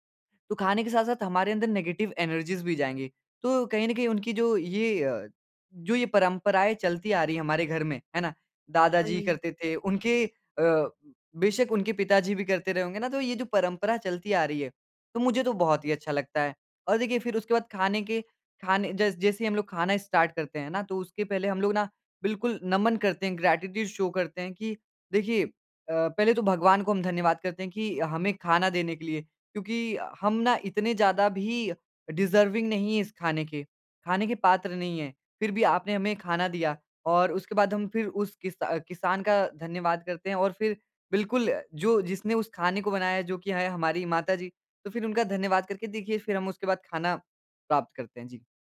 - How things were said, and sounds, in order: in English: "नेगेटिव एनर्जीज़"; in English: "स्टार्ट"; in English: "ग्रैटिट्यूड शो"; in English: "डिज़र्विंग"
- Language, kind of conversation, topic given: Hindi, podcast, घर की छोटी-छोटी परंपराएँ कौन सी हैं आपके यहाँ?